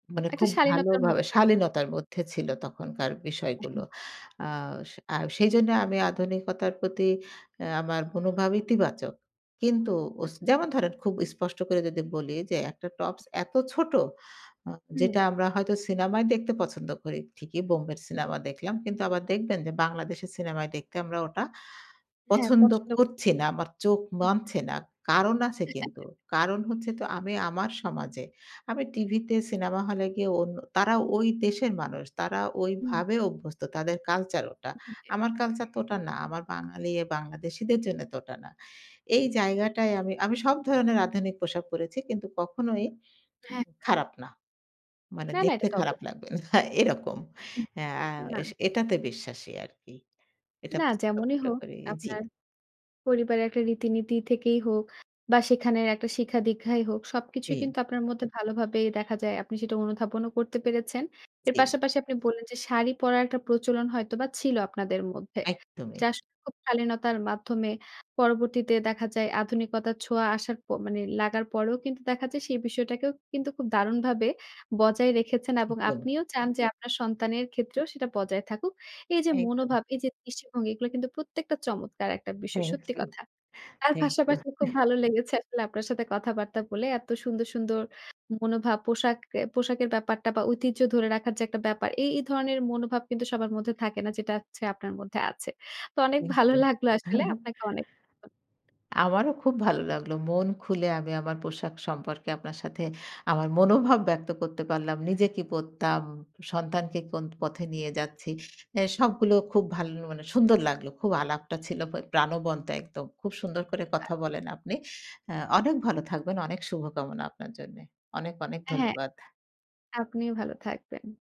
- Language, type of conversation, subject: Bengali, podcast, পরিবারের রীতিনীতি আপনার পোশাক-পরিচ্ছদে কীভাবে প্রভাব ফেলে?
- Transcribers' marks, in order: other background noise; other noise; unintelligible speech; unintelligible speech; horn; tapping; chuckle; "পড়তাম" said as "পত্তাম"